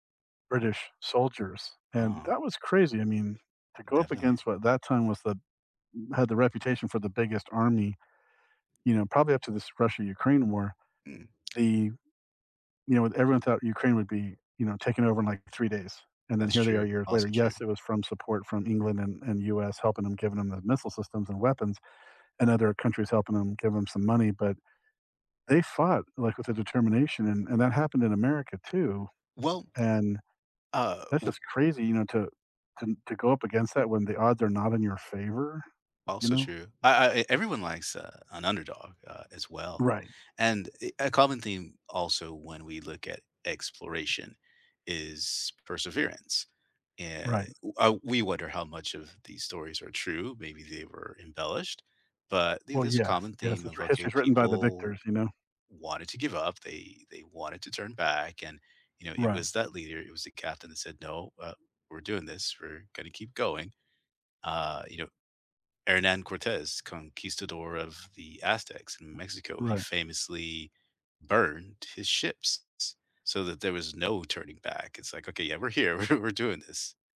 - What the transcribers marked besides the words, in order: tapping; laugh; laughing while speaking: "we're we're"
- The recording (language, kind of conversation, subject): English, unstructured, What historical event inspires you?